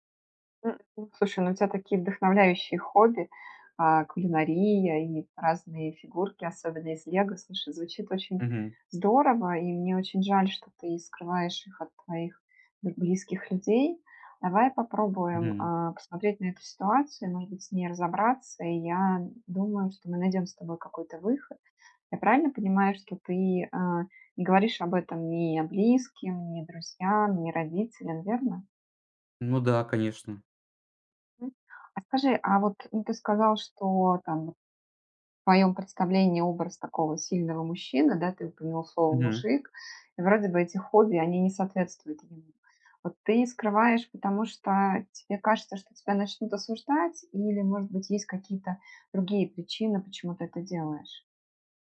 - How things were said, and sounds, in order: other noise; other background noise
- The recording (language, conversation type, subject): Russian, advice, Почему я скрываю своё хобби или увлечение от друзей и семьи?